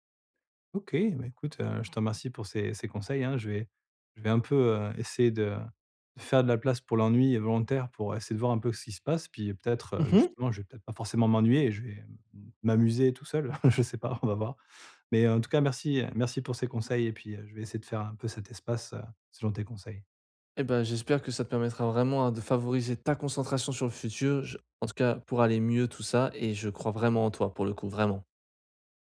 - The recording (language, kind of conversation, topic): French, advice, Comment apprendre à accepter l’ennui pour mieux me concentrer ?
- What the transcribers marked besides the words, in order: laugh; laughing while speaking: "je sais pas, on va voir !"; other background noise; stressed: "ta"